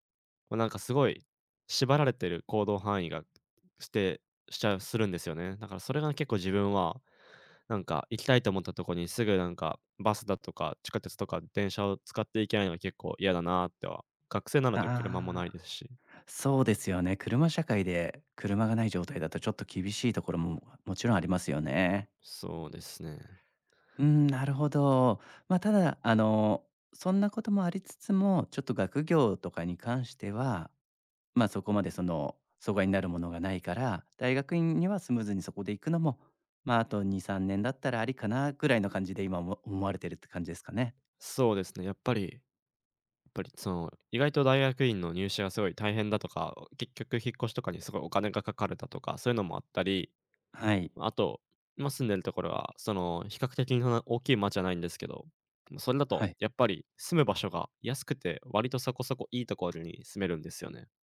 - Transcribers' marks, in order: none
- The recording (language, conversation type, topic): Japanese, advice, 引っ越して新しい街で暮らすべきか迷っている理由は何ですか？